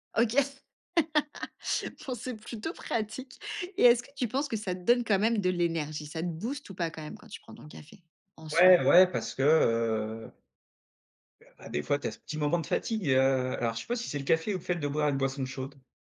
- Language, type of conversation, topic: French, podcast, Quelle est ta relation avec le café et l’énergie ?
- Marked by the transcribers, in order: laugh